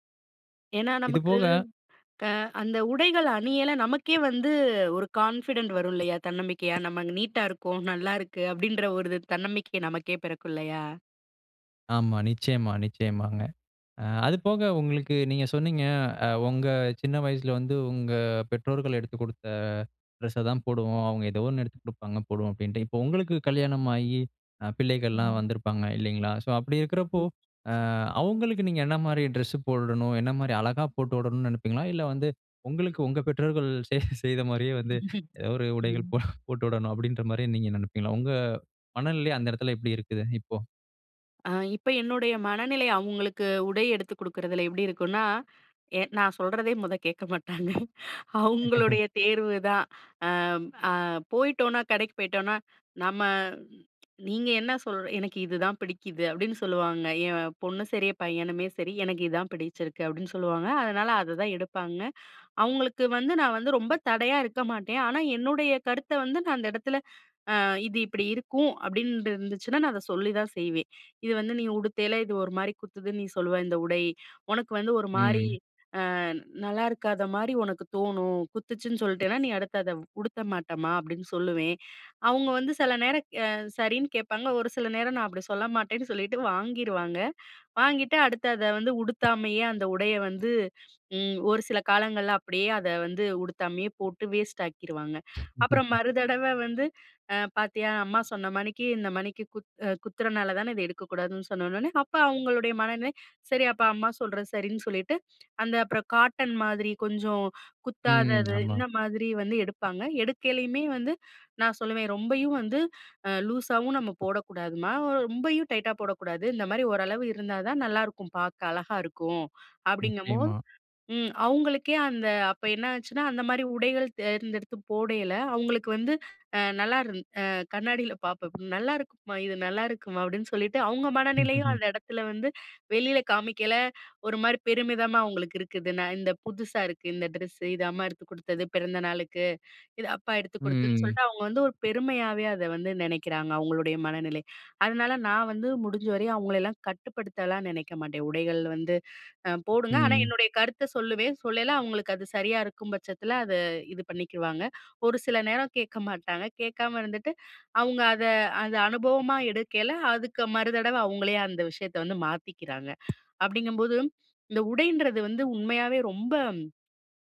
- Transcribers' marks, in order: in English: "கான்ஃபிடன்ட்"; other background noise; in English: "நீட்டா"; unintelligible speech; laughing while speaking: "செய் செய்த மாரியே"; laugh; chuckle; laughing while speaking: "கேட்க மாட்டாங்க. அவங்களுடைய தேர்வுதான்"; laugh; "சில" said as "செல"; in English: "வேஸ்ட்"; laugh; laugh; tapping
- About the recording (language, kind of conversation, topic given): Tamil, podcast, உடைகள் உங்கள் மனநிலையை எப்படி மாற்றுகின்றன?